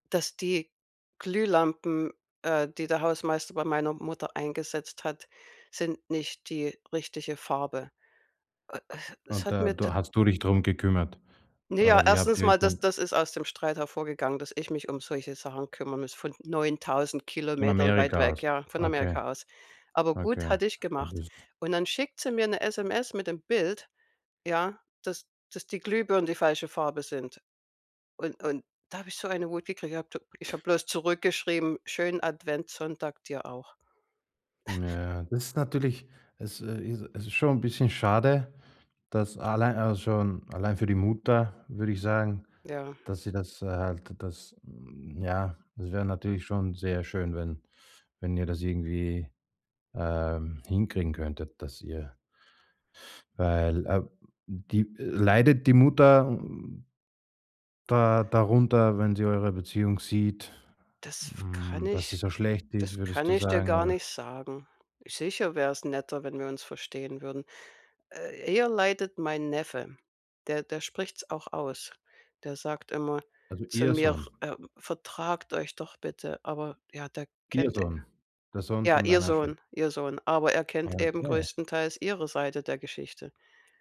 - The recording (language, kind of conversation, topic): German, podcast, Wie haben deine Geschwisterbeziehungen dein Aufwachsen geprägt?
- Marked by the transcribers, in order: chuckle; other background noise